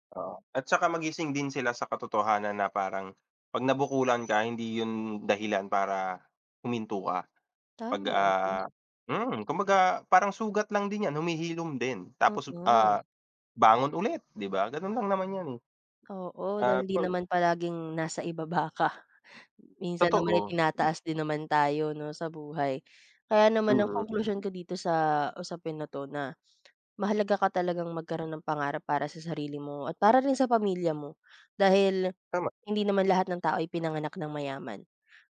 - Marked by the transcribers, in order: other background noise
- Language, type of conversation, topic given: Filipino, unstructured, Paano mo maipapaliwanag ang kahalagahan ng pagkakaroon ng pangarap?